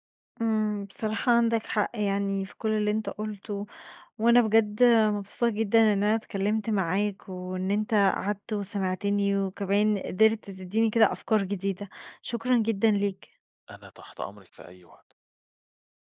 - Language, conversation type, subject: Arabic, advice, إزاي أتعامل مع إحساس الذنب بعد ما فوّت تدريبات كتير؟
- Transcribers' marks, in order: none